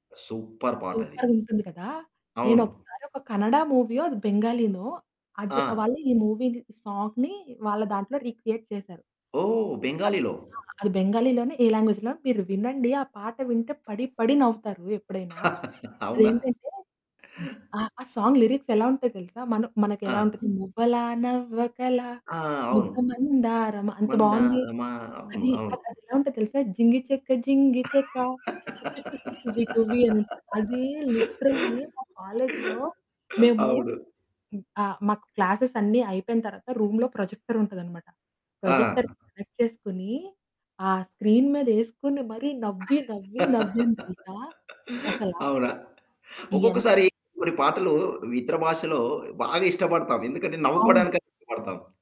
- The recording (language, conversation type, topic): Telugu, podcast, సినిమా పాటల్లో నీకు అత్యంత ఇష్టమైన పాట ఏది?
- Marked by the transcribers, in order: in English: "సూపర్"; static; in English: "మూవీని సాంగ్‌ని"; in English: "రీక్రియేట్"; in English: "లాంగ్వేజ్‌లోనో"; laugh; in English: "సాంగ్ లిరిక్స్"; singing: "మువ్వలా నవ్వకలా ముద్దమందారమా"; singing: "మందారమా"; laugh; singing: "జింగి చెక జింగి చెక టువి టూవీ"; unintelligible speech; in English: "లిటరల్లి"; in English: "క్లాసెస్"; other background noise; in English: "రూమ్‌లో ప్రొజెక్టర్"; in English: "ప్రొజెక్టర్‌కి కనెక్ట్"; in English: "స్క్రీన్"; laugh